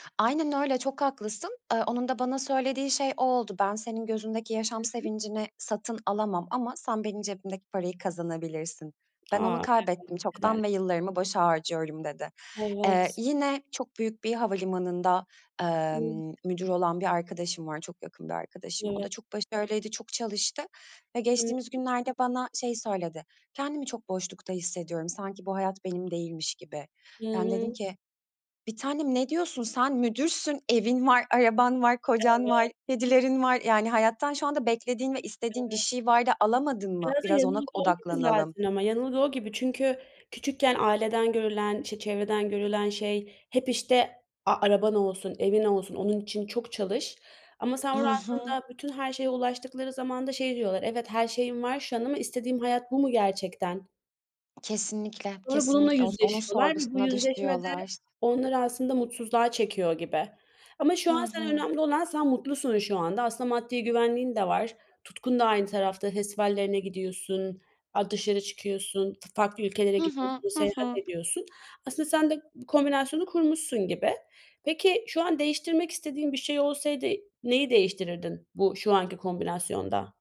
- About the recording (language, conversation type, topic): Turkish, podcast, Maddi güvenliği mi yoksa tutkunun peşinden gitmeyi mi seçersin?
- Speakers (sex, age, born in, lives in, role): female, 25-29, Turkey, Germany, host; female, 35-39, Turkey, Greece, guest
- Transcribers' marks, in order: tapping; other background noise; unintelligible speech